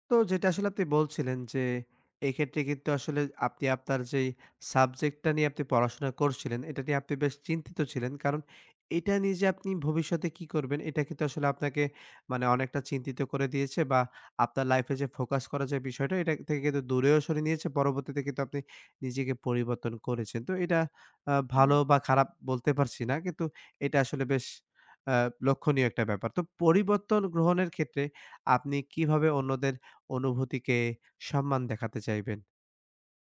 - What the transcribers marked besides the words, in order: in English: "ফোকাস"
- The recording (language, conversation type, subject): Bengali, podcast, পরিবর্তনের সময়ে মানুষ কীভাবে প্রতিক্রিয়া দেখিয়েছিল, আর আপনি তা কীভাবে সামলেছিলেন?